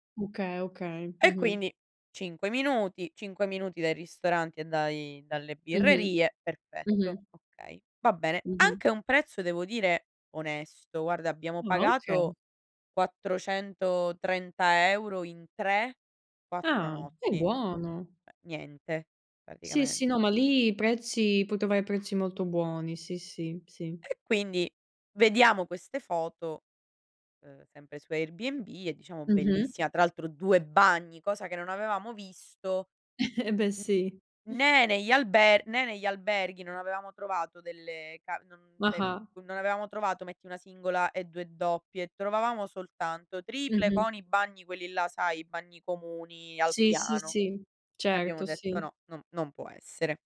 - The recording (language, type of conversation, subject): Italian, unstructured, Qual è la cosa più disgustosa che hai visto in un alloggio?
- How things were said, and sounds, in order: chuckle; unintelligible speech